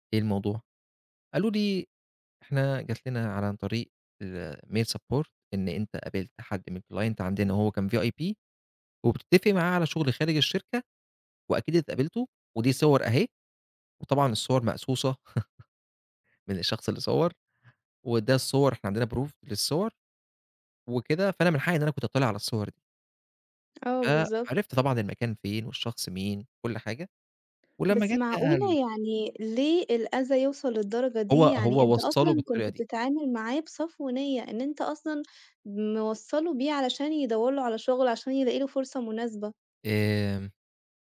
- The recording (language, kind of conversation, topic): Arabic, podcast, ليه السكوت ساعات بيقول أكتر من الكلام؟
- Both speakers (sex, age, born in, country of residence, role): female, 25-29, Egypt, Italy, host; male, 25-29, Egypt, Egypt, guest
- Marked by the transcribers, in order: in English: "الmail support"; in English: "الclient"; in English: "VIP"; laugh; in English: "proof"